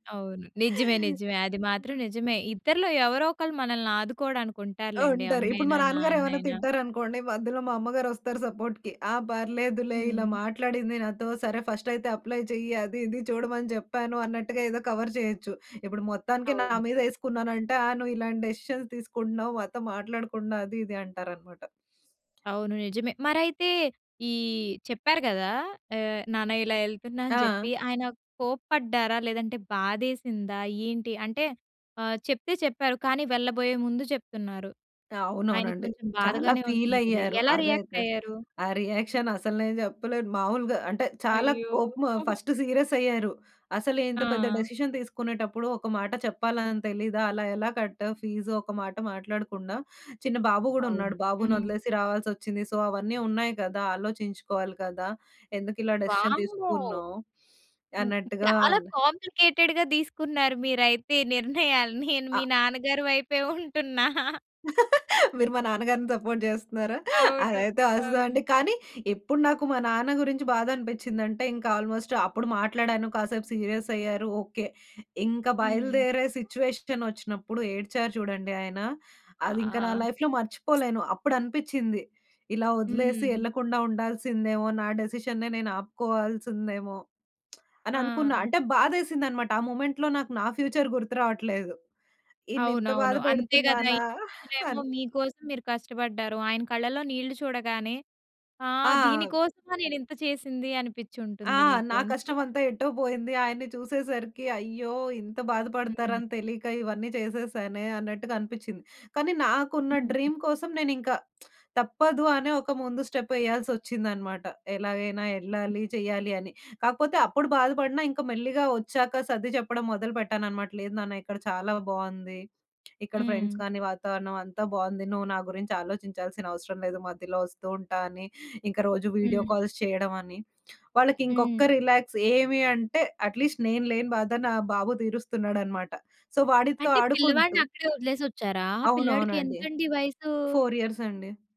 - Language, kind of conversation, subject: Telugu, podcast, మీ స్వప్నాలను నెరవేర్చుకునే దారిలో కుటుంబ ఆశలను మీరు ఎలా సమతుల్యం చేస్తారు?
- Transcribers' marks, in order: in English: "సపోర్ట్‌కి"; in English: "అప్లై"; in English: "కవర్"; in English: "డెసిషన్స్"; other background noise; in English: "రియాక్ట్"; in English: "రియాక్షన్"; in English: "ఫస్ట్ సీరియస్"; in English: "డెసిషన్"; in English: "సో"; in English: "డెసిషన్"; in English: "కాంప్లికేటెడ్‌గా"; other noise; laughing while speaking: "నిర్ణయాన్ని. నేను మీ నాన్నగారి వైపే ఉంటున్నా"; laugh; in English: "సపోర్ట్"; in English: "ఆల్‌మోస్ట్"; in English: "సీరియస్"; in English: "లైఫ్‌లో"; lip smack; in English: "డిసిషన్‌న్నె"; lip smack; in English: "మొమెంట్‌లో"; in English: "ఫ్యూచర్"; in English: "డ్రీమ్"; lip smack; in English: "స్టెప్"; tapping; in English: "ఫ్రెండ్స్"; in English: "వీడియో కాల్స్"; in English: "రిలాక్స్"; in English: "అట్‌లీస్ట్"; in English: "సో"; in English: "ఫోర్ ఇయర్స్"